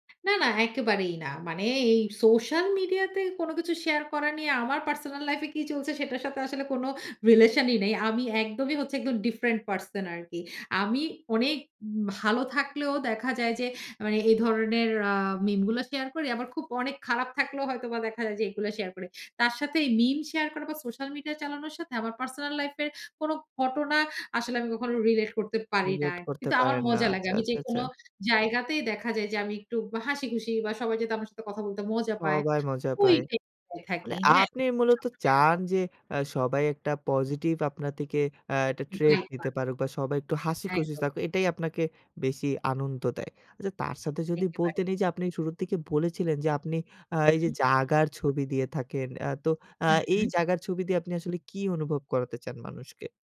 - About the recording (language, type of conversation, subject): Bengali, podcast, সামাজিক মাধ্যমে আপনি নিজেকে কী ধরনের মানুষ হিসেবে উপস্থাপন করেন?
- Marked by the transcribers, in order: other background noise; unintelligible speech; unintelligible speech; in English: "ট্রেট"; unintelligible speech